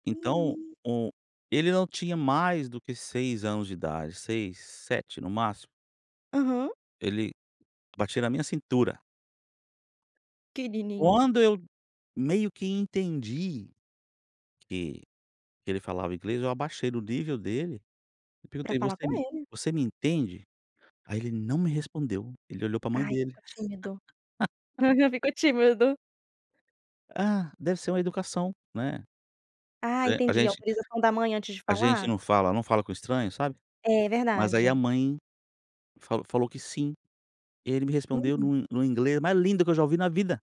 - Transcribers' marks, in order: tapping; chuckle
- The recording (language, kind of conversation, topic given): Portuguese, podcast, Como a língua atrapalhou ou ajudou você quando se perdeu?